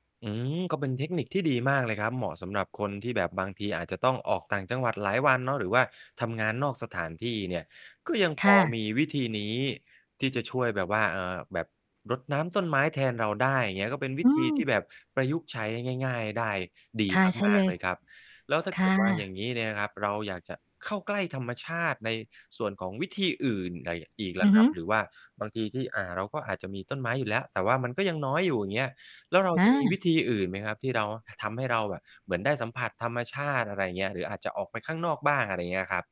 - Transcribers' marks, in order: distorted speech; static
- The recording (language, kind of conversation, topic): Thai, podcast, ถ้าคุณไม่คุ้นกับธรรมชาติ ควรเริ่มต้นจากอะไรดี?